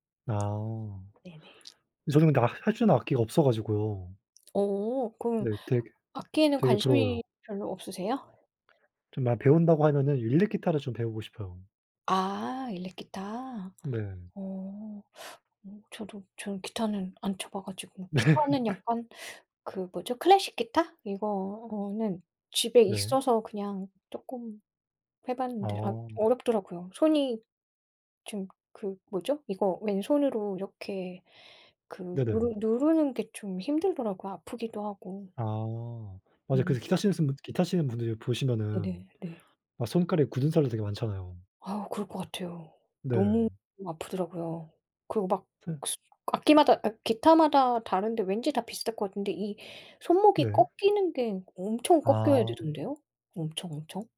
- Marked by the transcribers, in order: laughing while speaking: "네"; laugh; other noise; other background noise
- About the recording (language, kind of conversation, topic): Korean, unstructured, 취미를 하다가 가장 놀랐던 순간은 언제였나요?